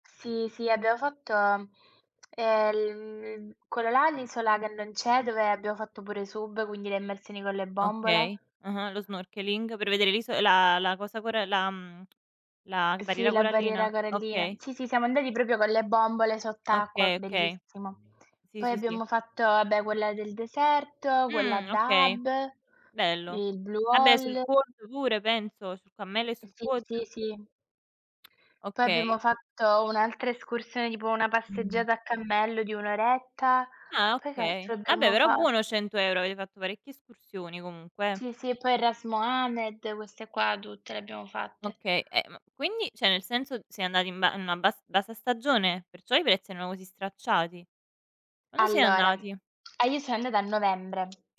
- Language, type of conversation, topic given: Italian, unstructured, Quanto sei disposto a scendere a compromessi durante una vacanza?
- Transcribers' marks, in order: lip smack; other background noise; lip smack; tapping